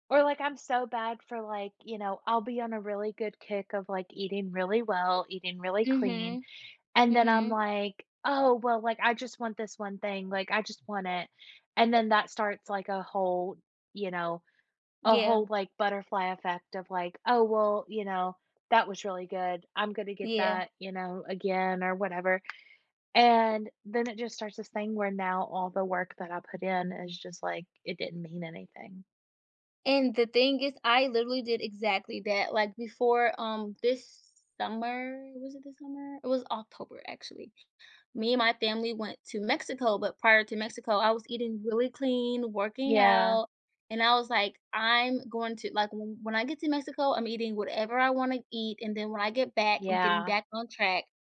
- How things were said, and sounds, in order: tapping
- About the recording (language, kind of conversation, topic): English, unstructured, What motivates you to keep improving yourself over time?
- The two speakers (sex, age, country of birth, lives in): female, 25-29, United States, United States; female, 30-34, United States, United States